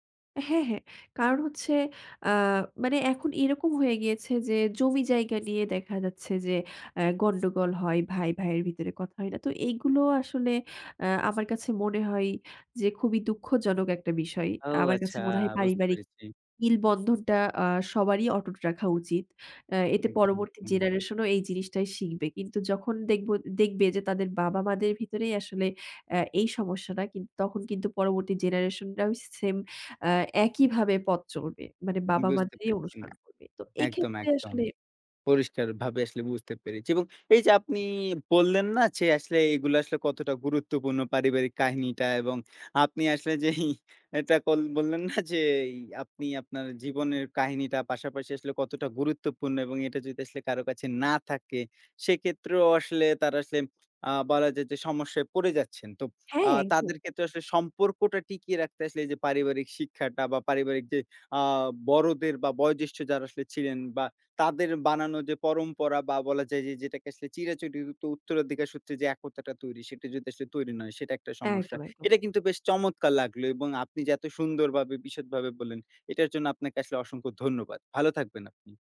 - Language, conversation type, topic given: Bengali, podcast, তোমাদের পরিবারের কোনো পুরোনো কাহিনি কি শোনাবে?
- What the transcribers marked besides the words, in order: other background noise; laughing while speaking: "যেই এটা কল বললেন না"